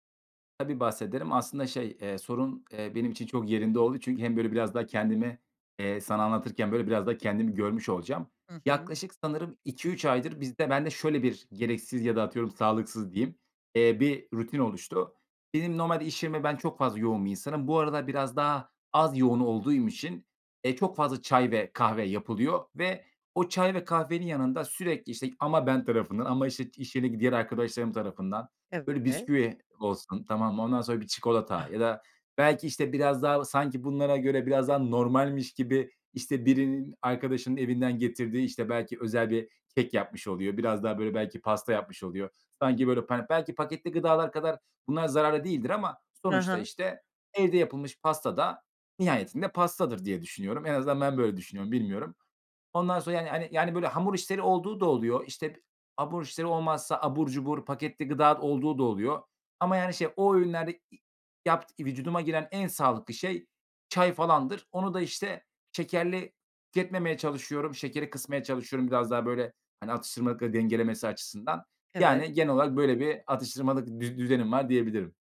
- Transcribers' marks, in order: other noise
- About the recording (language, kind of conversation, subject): Turkish, advice, Atıştırmalık seçimlerimi evde ve dışarıda daha sağlıklı nasıl yapabilirim?